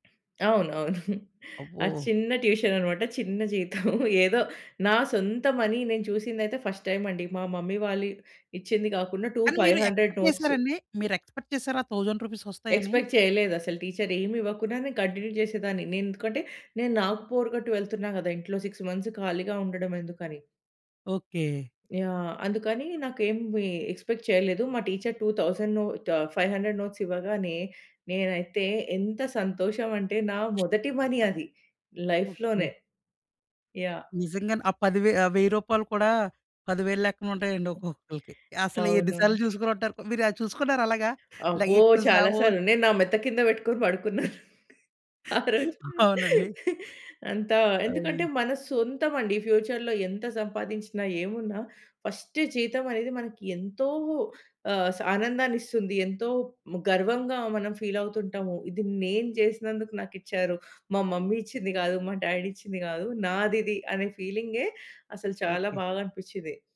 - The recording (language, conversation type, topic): Telugu, podcast, మొదటి జీతాన్ని మీరు స్వయంగా ఎలా ఖర్చు పెట్టారు?
- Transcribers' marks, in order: other background noise; giggle; chuckle; in English: "మనీ"; in English: "ఫస్ట్ టైమ్"; in English: "మమ్మీ"; in English: "టూ ఫైవ్ హండ్రెడ్ నోట్స్"; in English: "ఎక్స్‌పెక్ట్"; in English: "ఎక్స్‌పెక్ట్"; in English: "థౌసండ్ రూపీస్"; in English: "ఎక్స్‌పెక్ట్"; in English: "కంటిన్యూ"; in English: "బోర్"; in English: "సిక్స్ మంత్స్"; tapping; in English: "ఎక్స్‌పెక్ట్"; in English: "టీచర్ టూ థౌసండ్"; in English: "ఫైవ్ హండ్రెడ్ నోట్స్"; in English: "మనీ"; in English: "లైఫ్‌లోనే"; laughing while speaking: "అసలు ఎన్ని సార్లు చూసుకొనుంటారు మీరు అది చూసుకున్నారా అలాగా?"; unintelligible speech; laughing while speaking: "అవునండి"; laughing while speaking: "ఆ రోజు అంతా. ఎందుకంటే"; in English: "ఫ్యూచర్‌లో"; in English: "ఫస్ట్"; in English: "ఫీల్"; in English: "మమ్మీ"; in English: "డ్యాడీ"